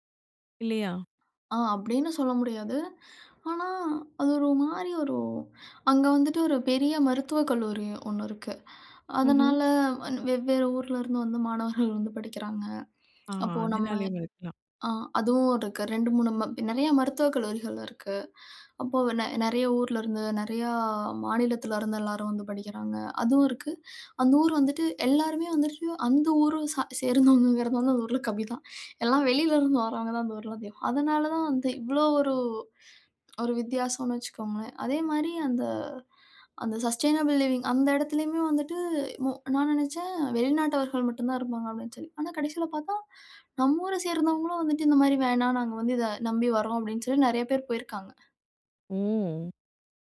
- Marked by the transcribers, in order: other background noise; laughing while speaking: "சா சேர்ந்தவங்கங்கிறது வந்து அந்த ஊரில … அந்த ஊரில அதிகம்"; in English: "சஸ்டெய்னபிள் லிவிங்"
- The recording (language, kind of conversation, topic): Tamil, podcast, சுற்றுலா இடம் அல்லாமல், மக்கள் வாழ்வை உணர்த்திய ஒரு ஊரைப் பற்றி நீங்கள் கூற முடியுமா?